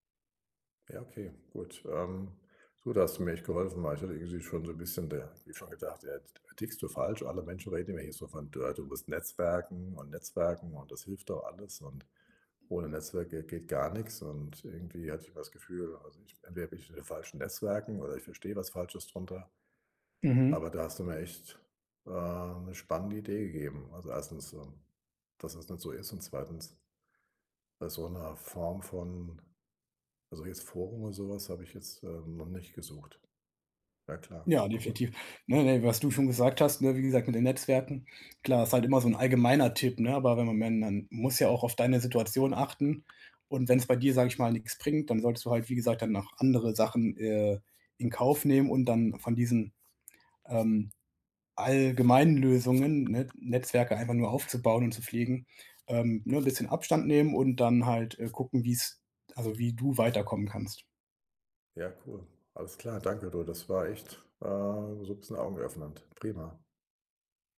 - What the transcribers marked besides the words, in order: other background noise
- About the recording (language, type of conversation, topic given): German, advice, Wie baue ich in meiner Firma ein nützliches Netzwerk auf und pflege es?